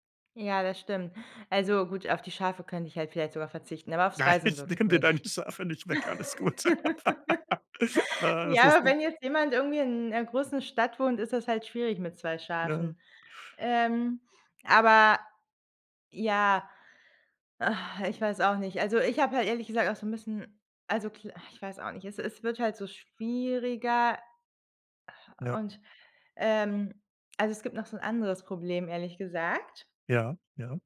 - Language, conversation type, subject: German, advice, Wie erlebst du den gesellschaftlichen Druck, rechtzeitig zu heiraten oder Kinder zu bekommen?
- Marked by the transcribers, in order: laughing while speaking: "ich nehme dir deine Schafe nicht weg, alles gut"; laugh; other background noise; laugh; laughing while speaking: "Ja"; groan